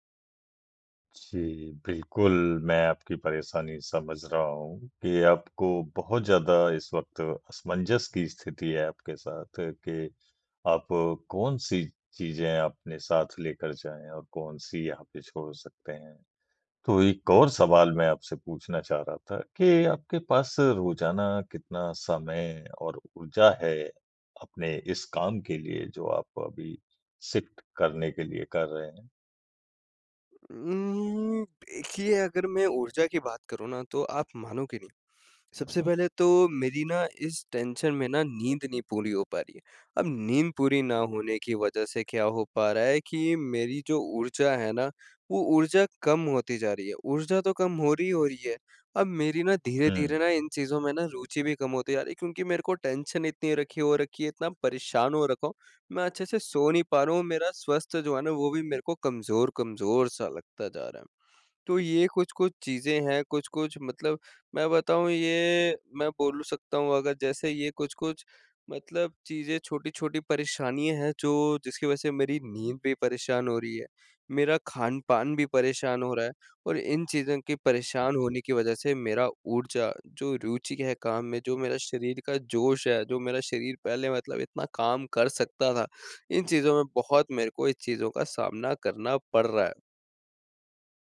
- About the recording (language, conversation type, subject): Hindi, advice, घर में बहुत सामान है, क्या छोड़ूँ यह तय नहीं हो रहा
- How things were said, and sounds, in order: in English: "शिफ्ट"; in English: "टेंशन"; in English: "टेंशन"